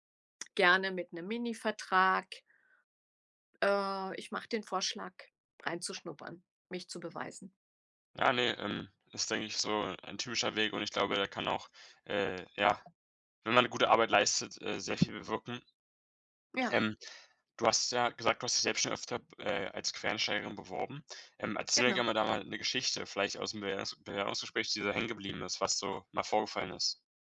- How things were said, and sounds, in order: none
- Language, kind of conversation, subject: German, podcast, Wie überzeugst du potenzielle Arbeitgeber von deinem Quereinstieg?